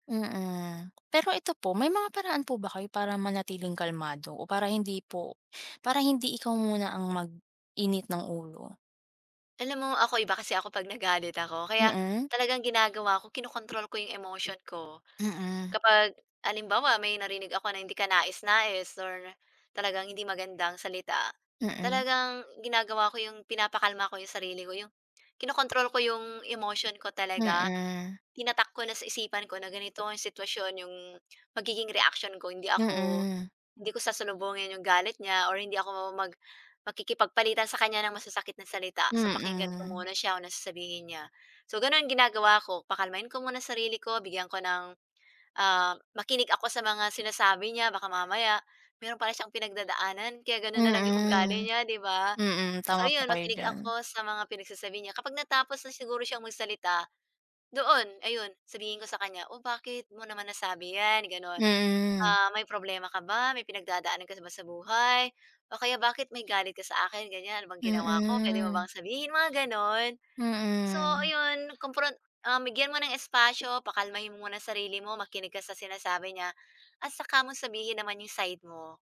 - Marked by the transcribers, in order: none
- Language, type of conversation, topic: Filipino, unstructured, Ano ang ginagawa mo para maiwasan ang paulit-ulit na pagtatalo?